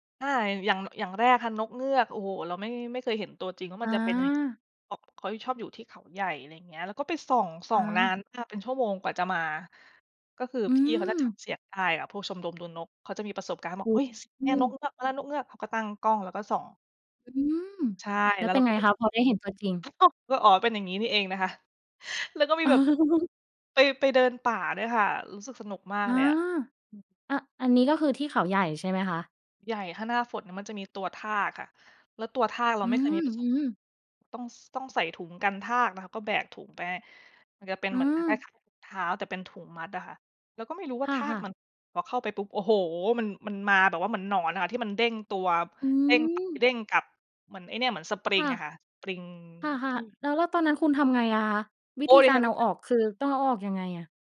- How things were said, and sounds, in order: other background noise; chuckle
- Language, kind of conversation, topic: Thai, podcast, เล่าเหตุผลที่ทำให้คุณรักธรรมชาติได้ไหม?